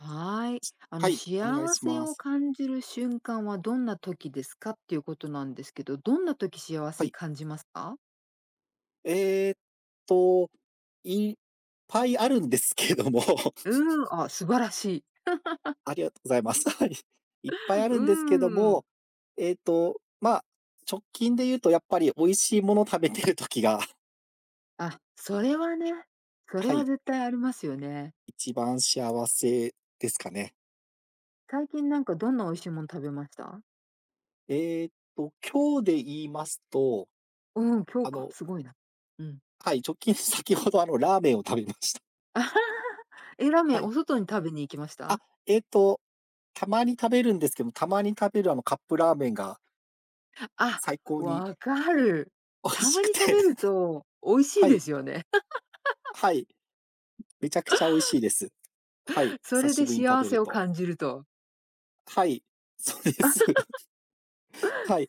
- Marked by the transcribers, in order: other background noise; tapping; laughing while speaking: "あるんですけども"; chuckle; laughing while speaking: "はい"; laughing while speaking: "食べてる時が"; laughing while speaking: "先ほど"; laughing while speaking: "食べました"; laugh; laughing while speaking: "美味しくて"; laugh; laughing while speaking: "そうです"; laugh
- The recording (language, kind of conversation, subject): Japanese, unstructured, 幸せを感じるのはどんなときですか？